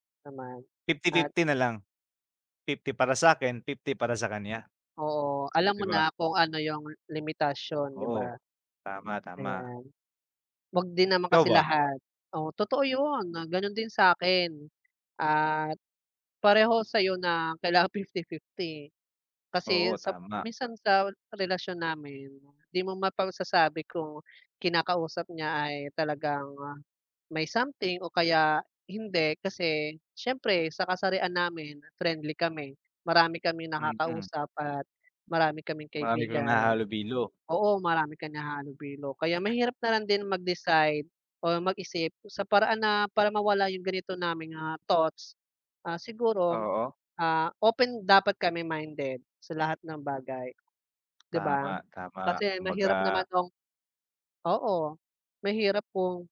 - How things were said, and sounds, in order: other background noise; "nakakahalubilo" said as "nahahalobilo"; "nakakahalubilo" said as "nahahalubilo"; other noise
- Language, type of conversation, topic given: Filipino, unstructured, Ano ang pinakamahalagang aral na natutuhan mo sa pag-ibig?